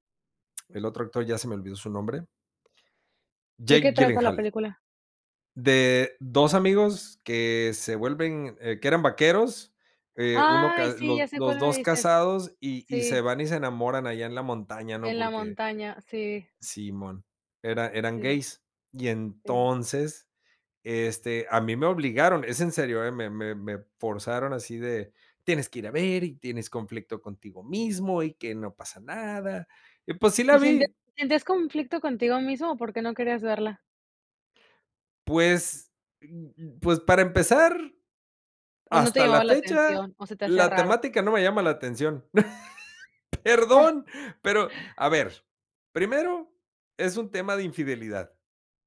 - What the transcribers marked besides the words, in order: lip smack; put-on voice: "Tienes que ir a ver … no pasa nada"; laugh; chuckle
- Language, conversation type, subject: Spanish, podcast, ¿Qué opinas sobre la representación de género en películas y series?